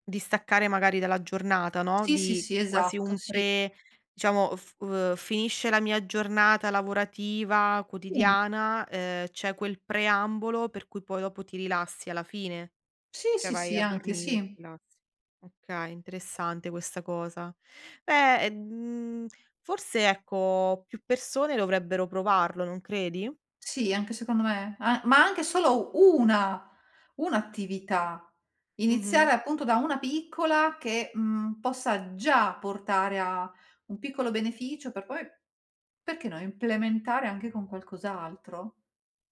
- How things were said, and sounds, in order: tapping; "diciamo" said as "iciamo"; "Sì" said as "ì"; "cioè" said as "ceh"; other background noise
- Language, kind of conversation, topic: Italian, podcast, Come fai a staccare dagli schermi la sera?